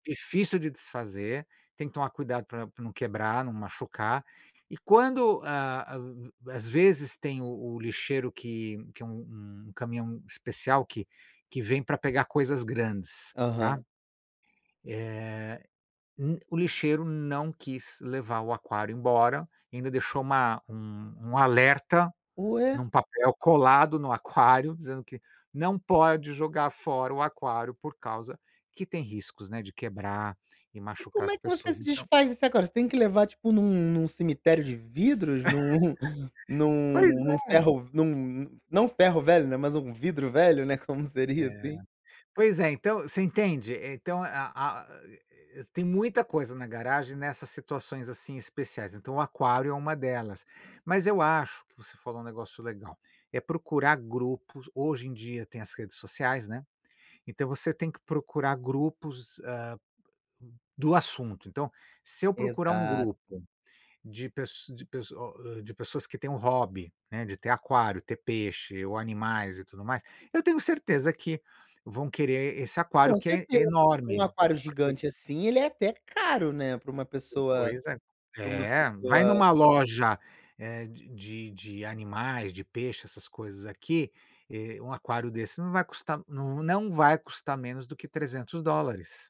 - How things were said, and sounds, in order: laugh; chuckle; tapping
- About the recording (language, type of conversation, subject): Portuguese, advice, Como posso começar a reduzir as minhas posses?